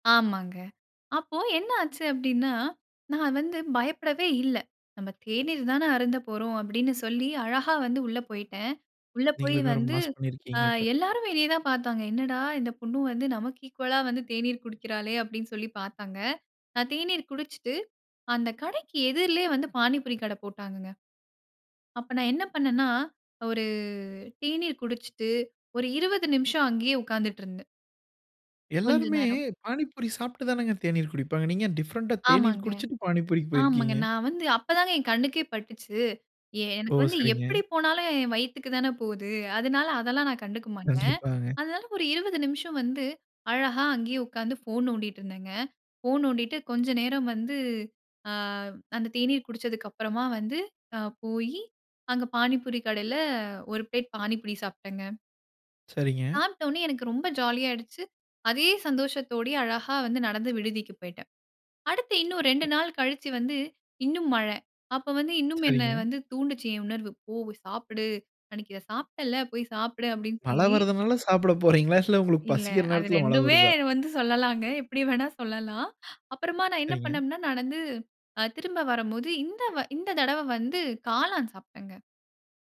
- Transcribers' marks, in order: in English: "ஈக்குவலா"; other noise; chuckle; tapping
- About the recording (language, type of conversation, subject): Tamil, podcast, மழை நாளில் நீங்கள் சாப்பிட்ட ஒரு சிற்றுண்டியைப் பற்றி சொல்ல முடியுமா?